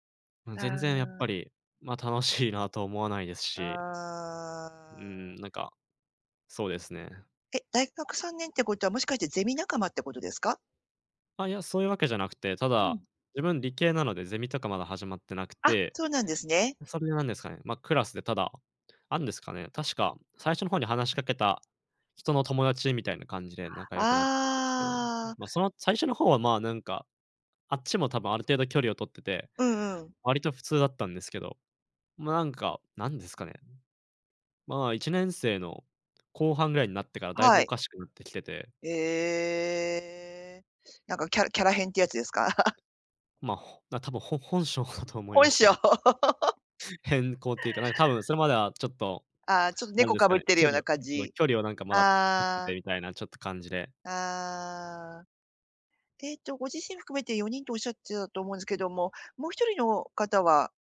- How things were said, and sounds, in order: laugh; laugh
- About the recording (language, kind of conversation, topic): Japanese, advice, 友だちの前で自分らしくいられないのはどうしてですか？